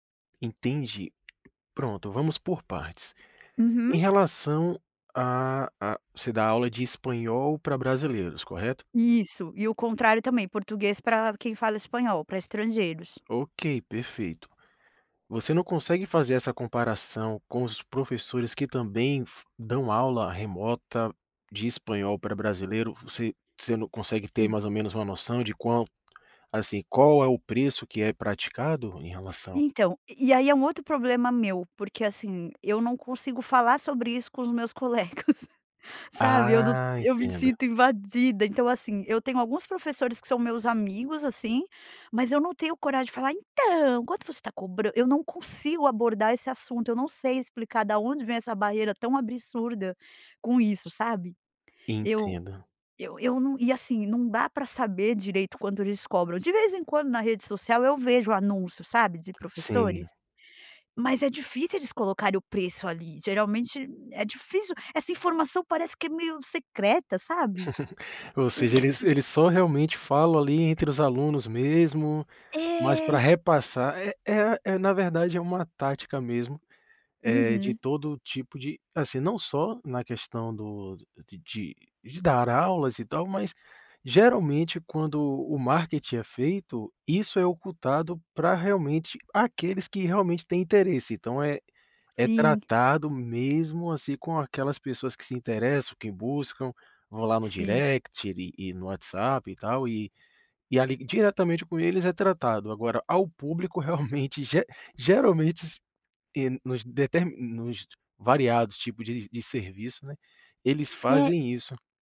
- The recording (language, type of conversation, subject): Portuguese, advice, Como posso pedir um aumento de salário?
- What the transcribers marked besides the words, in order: tapping; laughing while speaking: "colegas"; put-on voice: "Então, quanto você está cobra"; "absurda" said as "abrisurda"; giggle; laugh